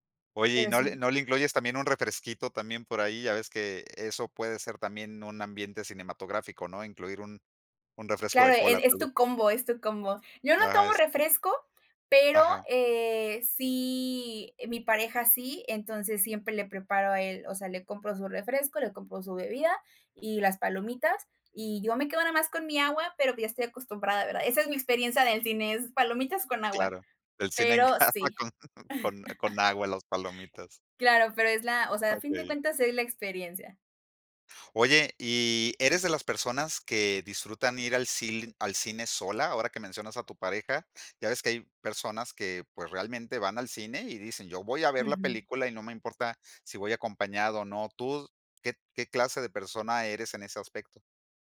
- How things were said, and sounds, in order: laughing while speaking: "casa con"; laugh
- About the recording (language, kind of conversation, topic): Spanish, podcast, ¿Cómo cambia la experiencia de ver una película en casa en comparación con verla en una sala de cine?